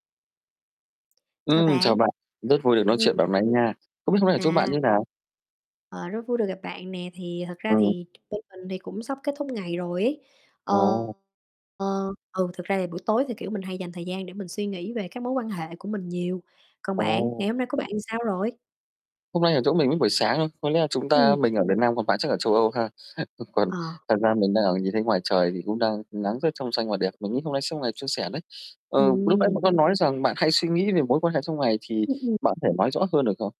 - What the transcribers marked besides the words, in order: static; other background noise; tapping; distorted speech; chuckle; unintelligible speech
- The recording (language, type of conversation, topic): Vietnamese, unstructured, Bạn nghĩ điều gì làm nên một mối quan hệ tốt?
- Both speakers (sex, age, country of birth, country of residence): female, 30-34, Vietnam, United States; male, 25-29, Vietnam, Vietnam